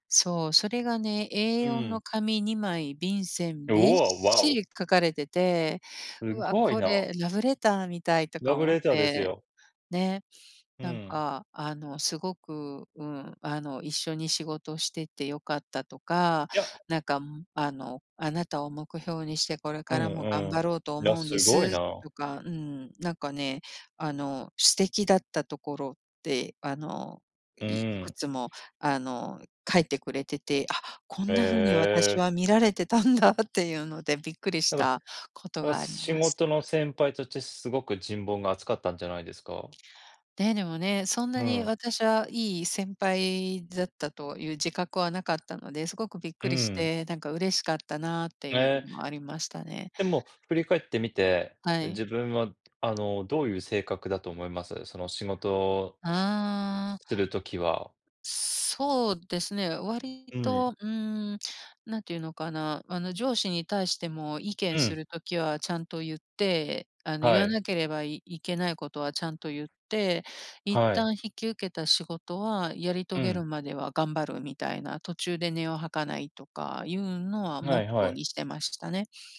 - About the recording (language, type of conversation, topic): Japanese, unstructured, 仕事中に経験した、嬉しいサプライズは何ですか？
- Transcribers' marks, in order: stressed: "びっしり"; laughing while speaking: "見られてたんだ"